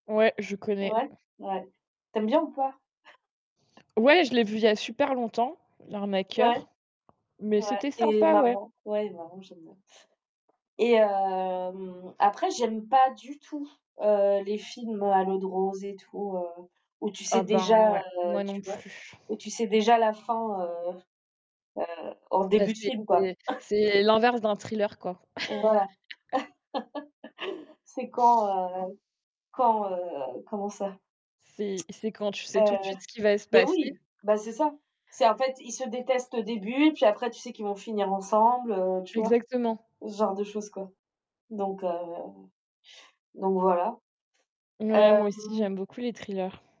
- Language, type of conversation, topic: French, unstructured, Aimez-vous mieux lire des livres ou regarder des films ?
- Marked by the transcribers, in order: static; distorted speech; tapping; laugh; drawn out: "hem"; laugh; tsk; other background noise